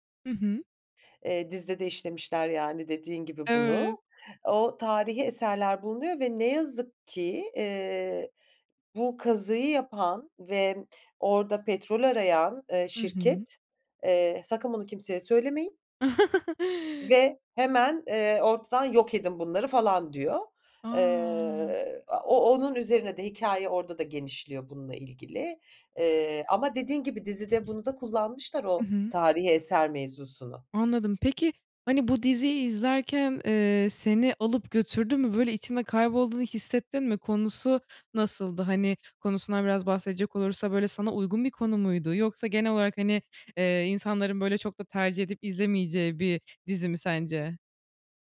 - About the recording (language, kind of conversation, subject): Turkish, podcast, En son hangi film ya da dizi sana ilham verdi, neden?
- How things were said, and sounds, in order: chuckle; other background noise; unintelligible speech